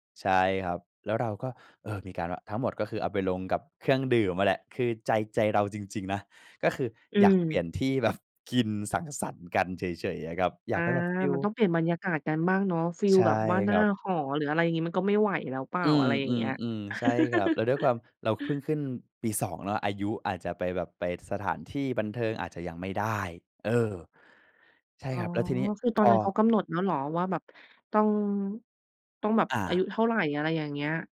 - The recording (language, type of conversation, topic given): Thai, podcast, เล่าเกี่ยวกับประสบการณ์แคมป์ปิ้งที่ประทับใจหน่อย?
- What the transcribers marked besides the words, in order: laughing while speaking: "แบบ"; laugh